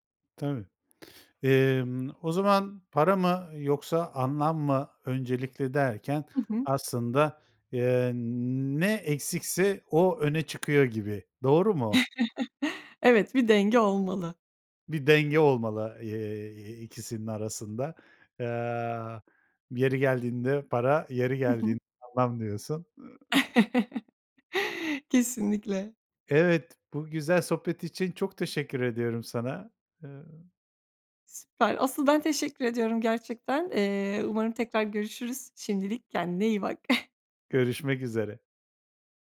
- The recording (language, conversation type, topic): Turkish, podcast, Para mı yoksa anlam mı senin için öncelikli?
- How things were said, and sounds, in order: chuckle; chuckle; laughing while speaking: "Kesinlikle"; other noise; chuckle